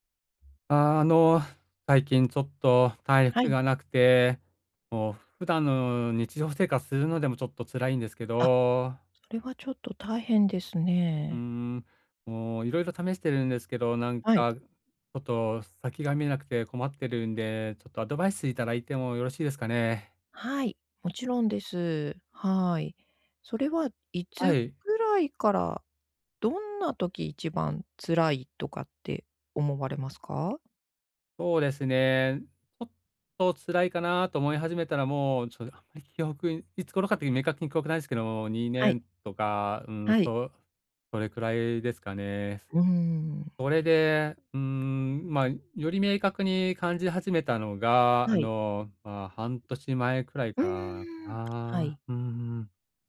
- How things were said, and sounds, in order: other background noise; other noise
- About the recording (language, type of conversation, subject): Japanese, advice, 体力がなくて日常生活がつらいと感じるのはなぜですか？